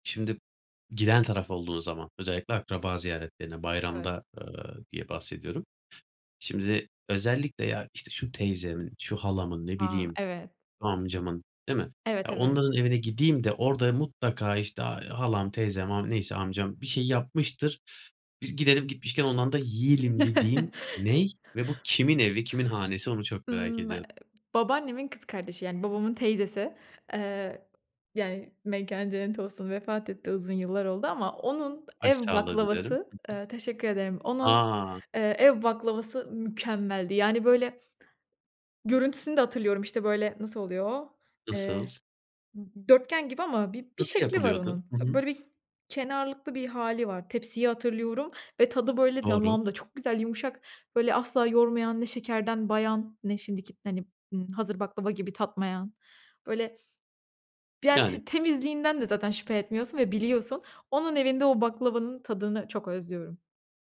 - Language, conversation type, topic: Turkish, podcast, Evdeki yemek kokusu seni nasıl etkiler?
- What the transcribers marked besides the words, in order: chuckle; "ne" said as "ney"; tapping